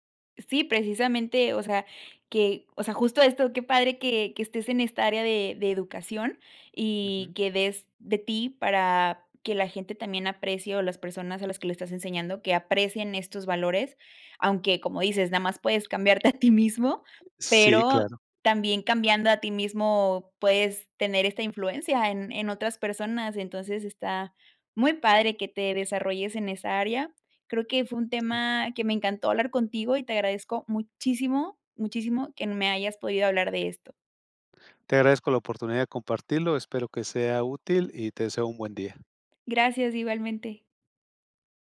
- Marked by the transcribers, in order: none
- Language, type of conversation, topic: Spanish, podcast, ¿Qué valores consideras esenciales en una comunidad?